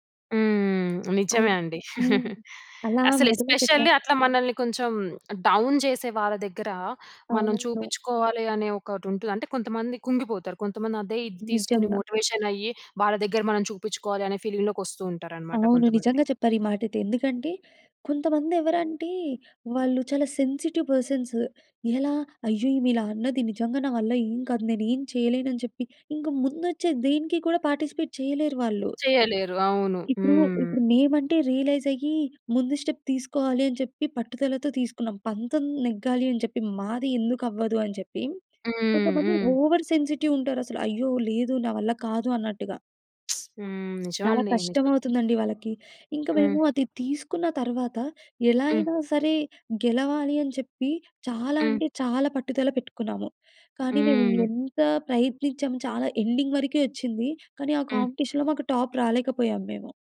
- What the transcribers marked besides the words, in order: drawn out: "హ్మ్"; giggle; in English: "ఎస్పెషల్లీ"; in English: "డౌన్"; in English: "మోటివేషన్"; in English: "ఫీలింగ్"; tapping; in English: "సెన్సిటివ్"; in English: "పార్టిసిపేట్"; in English: "రియలైజ్"; in English: "స్టెప్"; in English: "ఓవర్ సెన్సిటివ్"; lip smack; in English: "ఎండింగ్"; in English: "కాంపిటీషన్‌లో"; in English: "టాప్"
- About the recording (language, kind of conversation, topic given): Telugu, podcast, ఒక ప్రాజెక్టు విఫలమైన తర్వాత పాఠాలు తెలుసుకోడానికి మొదట మీరు ఏం చేస్తారు?